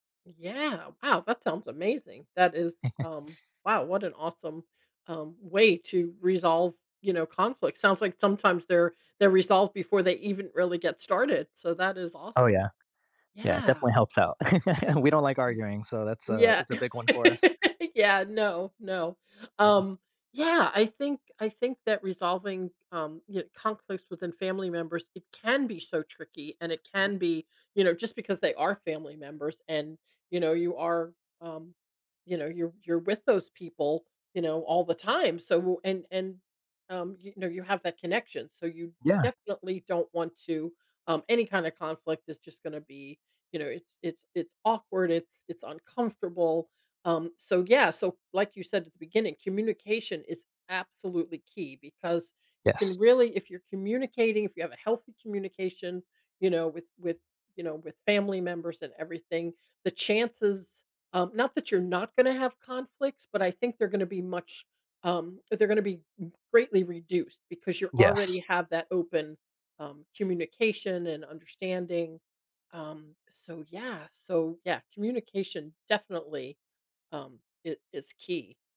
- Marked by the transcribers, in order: chuckle; other background noise; laugh
- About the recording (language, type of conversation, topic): English, unstructured, How do you handle conflicts with family members?
- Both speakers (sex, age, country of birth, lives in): female, 60-64, United States, United States; male, 20-24, United States, United States